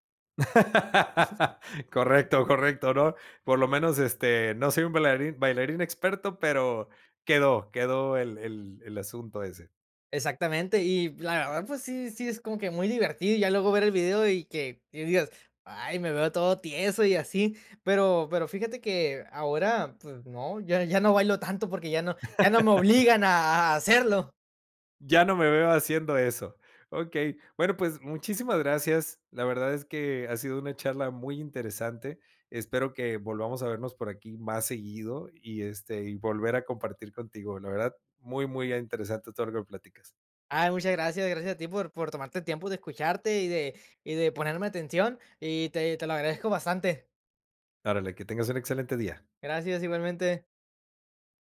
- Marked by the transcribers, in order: laugh; other background noise; laugh
- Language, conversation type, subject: Spanish, podcast, ¿En qué momentos te desconectas de las redes sociales y por qué?